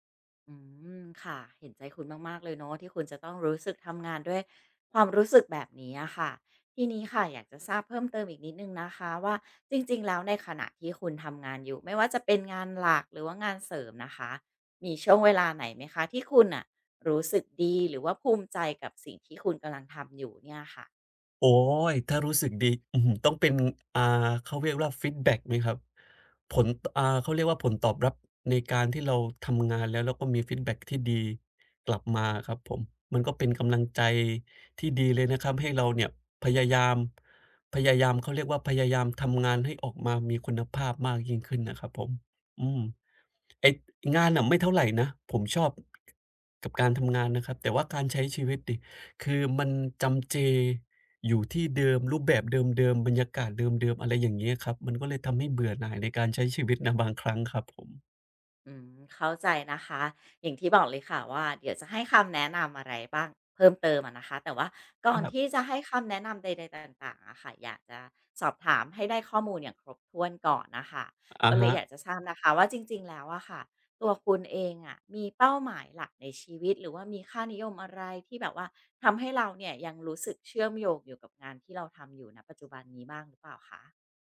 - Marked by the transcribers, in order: tapping; "เรียกว่า" said as "เรียกร่า"; other noise; other background noise
- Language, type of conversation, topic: Thai, advice, จะหาคุณค่าในกิจวัตรประจำวันซ้ำซากและน่าเบื่อได้อย่างไร